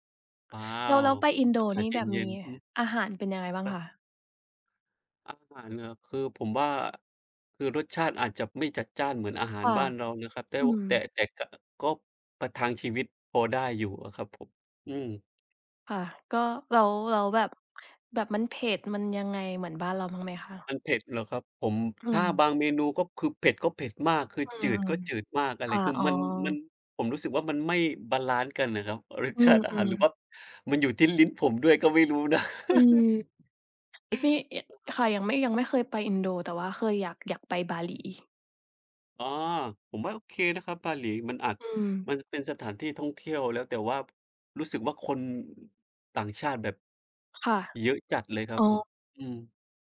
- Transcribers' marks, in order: laugh; chuckle
- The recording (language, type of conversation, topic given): Thai, unstructured, สถานที่ไหนที่ทำให้คุณรู้สึกทึ่งมากที่สุด?